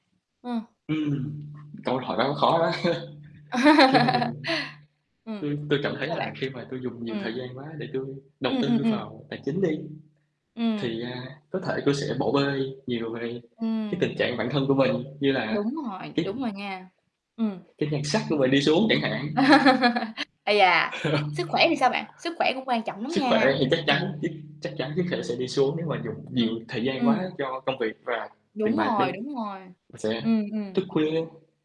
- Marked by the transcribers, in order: other background noise; static; distorted speech; tapping; chuckle; laugh; laugh; chuckle; "sức" said as "dức"
- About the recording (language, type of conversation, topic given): Vietnamese, unstructured, Điều gì quan trọng nhất khi bạn lập kế hoạch cho tương lai?